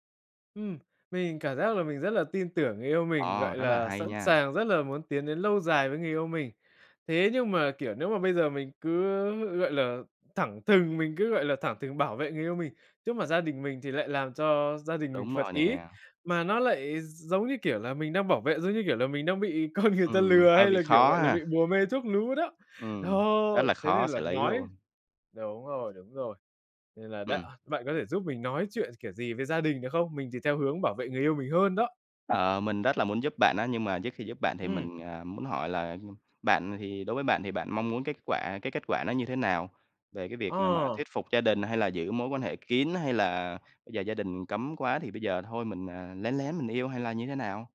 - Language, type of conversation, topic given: Vietnamese, advice, Làm sao để xử lý xung đột khi gia đình phản đối mối quan hệ yêu đương của con?
- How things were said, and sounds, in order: laughing while speaking: "con người ta"; tapping